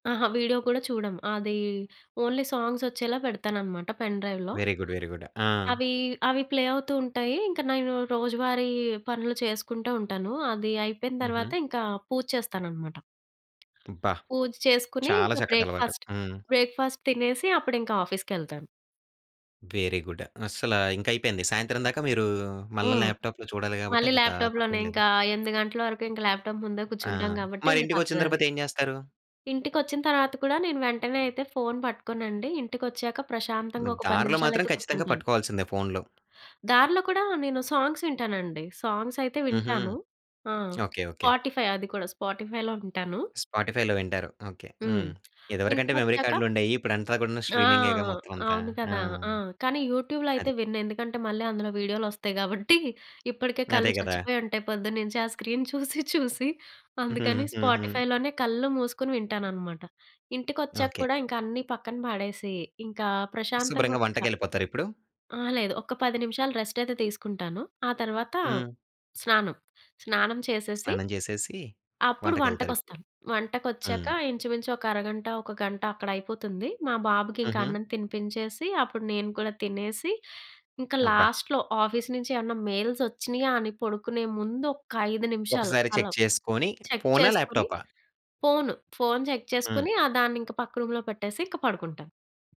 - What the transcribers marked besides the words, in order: in English: "వీడియో"; in English: "ఓన్లీ సాంగ్స్"; in English: "పెన్ డ్రైవ్‌లో"; in English: "వెరీ గుడ్. వెరీ గుడ్"; in English: "ప్లే"; tapping; in English: "బ్రేక్‌ఫాస్ట్, బ్రేక్‌ఫాస్ట్"; in English: "ఆఫీస్‌కెళ్తాను"; in English: "వెరీ గుడ్"; in English: "ల్యాప్‌టాప్‌లో"; in English: "ల్యాప్‌టాప్‌లోనే"; in English: "ల్యాప్‌టాప్"; in English: "సాంగ్స్"; in English: "సాంగ్స్"; lip smack; in English: "స్పాటిఫై"; in English: "స్పాటిఫై‌లో"; in English: "స్పాటిఫై‌లో"; in English: "యూట్యూబ్‌లో"; in English: "స్ట్రీమింగే‌గా"; in English: "స్క్రీన్"; laughing while speaking: "చూసి చూసి"; giggle; in English: "స్పాటిఫైలోనే"; in English: "రెస్ట్"; in English: "లాస్ట్‌లో ఆఫీస్"; in English: "మెయిల్స్"; in English: "చెక్"; in English: "చెక్"; other background noise; in English: "ల్యాప్‌టాపా?"; in English: "చెక్"; in English: "రూమ్‌లో"
- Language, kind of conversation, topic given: Telugu, podcast, మీరు స్క్రీన్ టైమ్ తగ్గించుకోవడానికి ఏ సాధారణ అలవాట్లు పాటిస్తున్నారు?